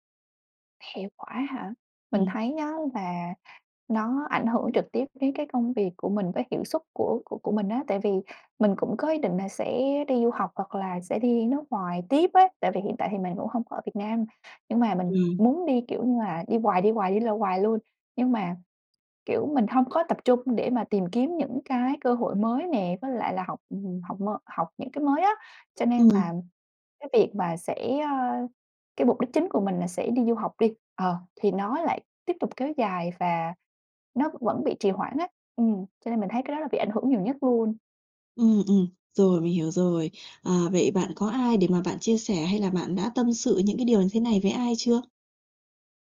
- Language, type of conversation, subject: Vietnamese, advice, Tôi cảm thấy trống rỗng và khó chấp nhận nỗi buồn kéo dài; tôi nên làm gì?
- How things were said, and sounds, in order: tapping; other background noise